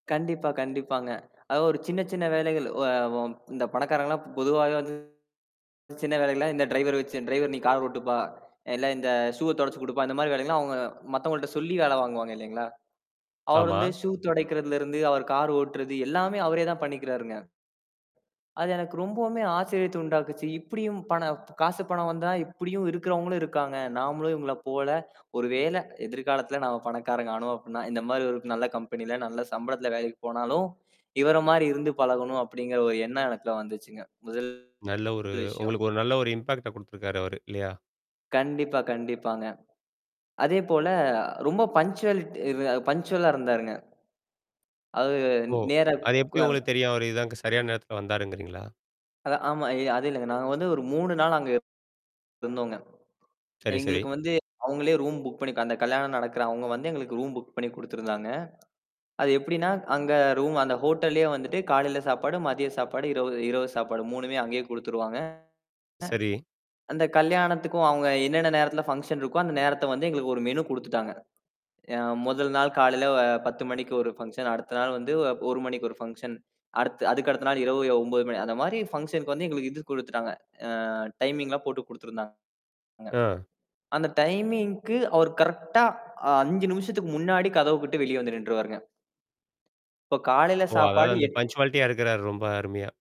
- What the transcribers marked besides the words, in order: distorted speech; other background noise; in English: "இம்பாக்ட்ட"; in English: "பங்க்ச்சுவாலிட்"; in English: "பங்க்ச்சுவலா"; in English: "ரூம் புக்"; in English: "ஃபங்சன்"; in English: "மெனு"; in English: "ஃபங்சன்"; in English: "ஃபங்சனுக்கு"; in English: "டைமிங்லாம்"; in English: "டைமிங்க்கு"; in English: "கரெக்ட்டா"; tapping; in English: "பன்ச்சுவாலிட்டியா"
- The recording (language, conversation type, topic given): Tamil, podcast, அந்த நாட்டைச் சேர்ந்த ஒருவரிடமிருந்து நீங்கள் என்ன கற்றுக்கொண்டீர்கள்?
- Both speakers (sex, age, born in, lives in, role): male, 20-24, India, India, guest; male, 40-44, India, India, host